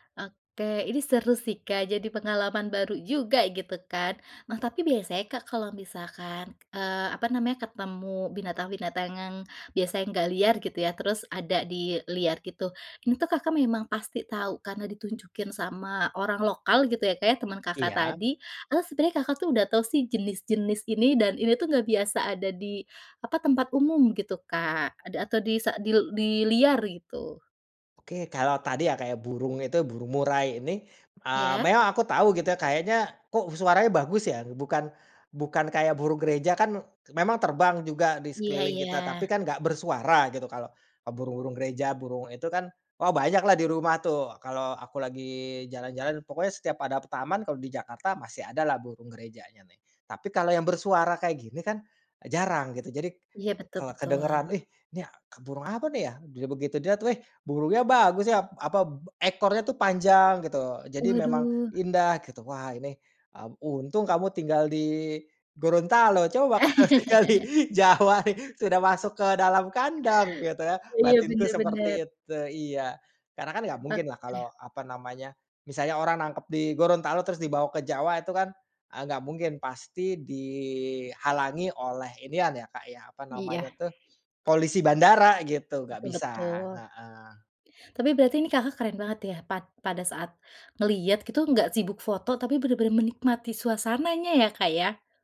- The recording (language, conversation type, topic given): Indonesian, podcast, Bagaimana pengalamanmu bertemu satwa liar saat berpetualang?
- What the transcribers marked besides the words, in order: tapping; "yang" said as "ngang"; other background noise; "memang" said as "meang"; "Jadi" said as "jadik"; laugh; laughing while speaking: "kalau tinggal di Jawa, nih"